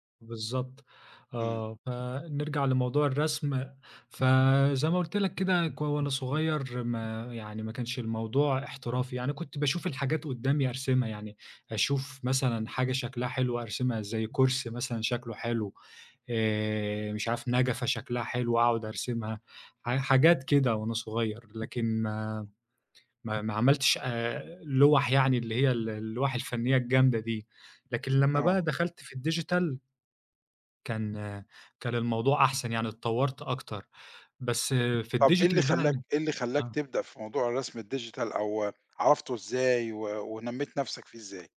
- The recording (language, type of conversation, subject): Arabic, podcast, ايه اللي بيلهمك تكتب أو ترسم أو تألّف؟
- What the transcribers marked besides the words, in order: tapping; in English: "الdigital"; in English: "الdigital"; in English: "الdigital"